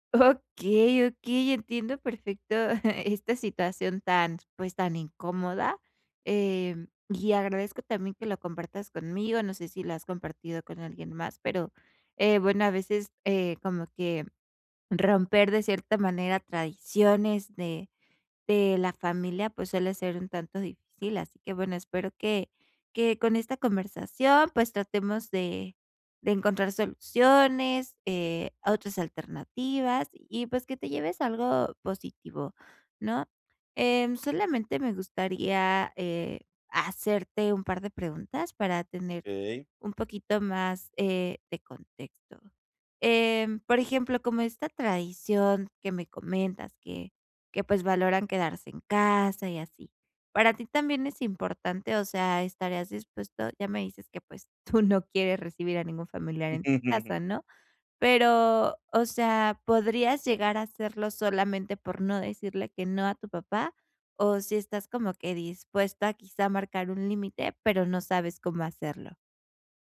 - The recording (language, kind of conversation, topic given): Spanish, advice, ¿Cómo puedes equilibrar tus tradiciones con la vida moderna?
- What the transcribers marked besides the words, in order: chuckle; laughing while speaking: "tú"; chuckle